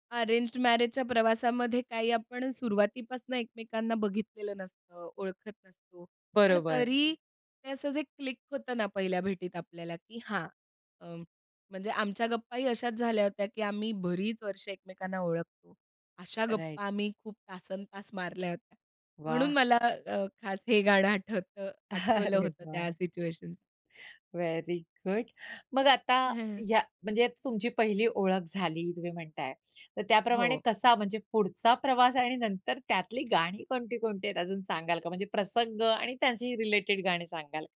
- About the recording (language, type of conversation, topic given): Marathi, podcast, विवाहाची आठवण आली की तुम्हाला सर्वात आधी कोणतं गाणं आठवतं?
- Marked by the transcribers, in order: chuckle; in English: "व्हेरी गुड"; chuckle